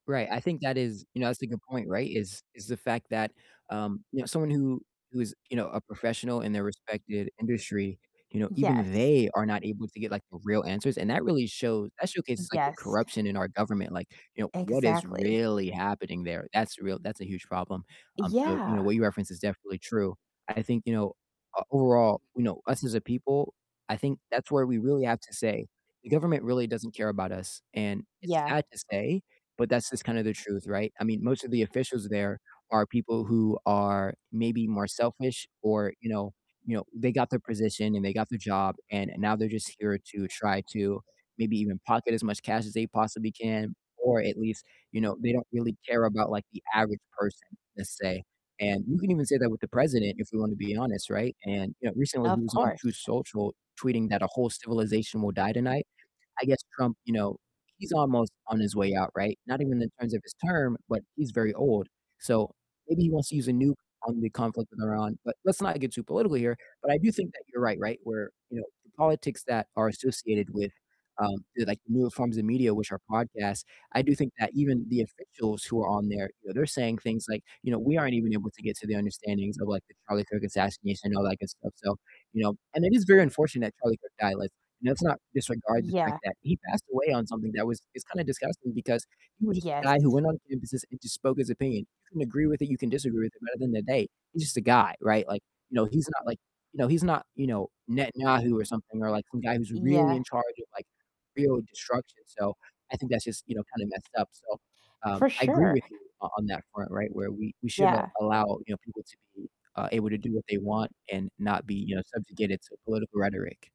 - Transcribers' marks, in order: tapping; stressed: "they"; distorted speech; stressed: "really"; other background noise
- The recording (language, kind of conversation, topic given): English, unstructured, Which recent celebrity interview or podcast episode did you enjoy the most, and why?